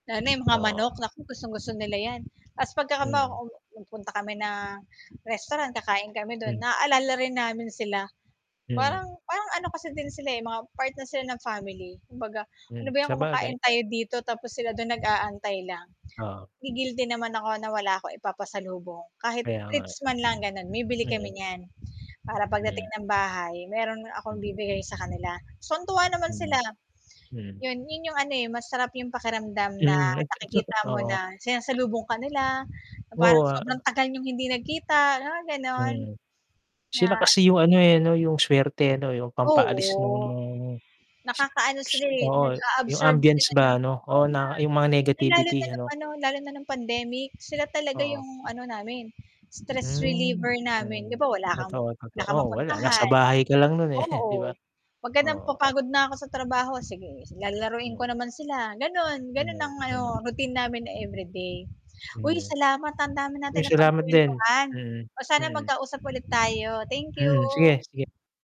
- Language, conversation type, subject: Filipino, unstructured, Ano ang mga panganib kapag hindi binabantayan ang mga aso sa kapitbahayan?
- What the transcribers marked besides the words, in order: static; other background noise; "Tuwan-tuwa" said as "Suwan-tuwa"; mechanical hum; laughing while speaking: "eh"; distorted speech